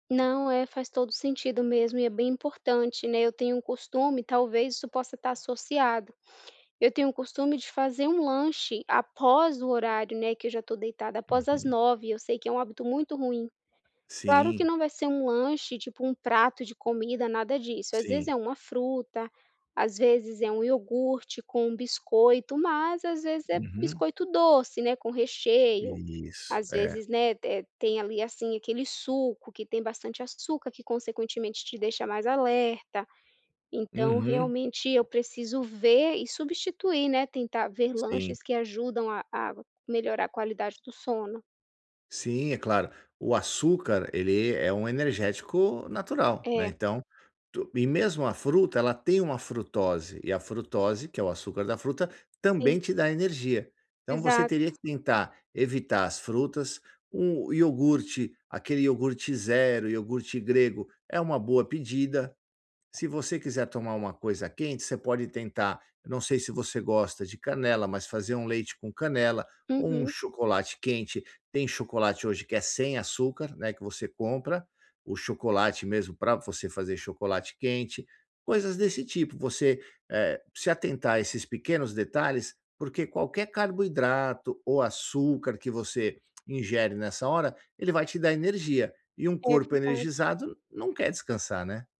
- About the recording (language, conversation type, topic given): Portuguese, advice, Como posso me sentir mais disposto ao acordar todas as manhãs?
- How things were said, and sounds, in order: none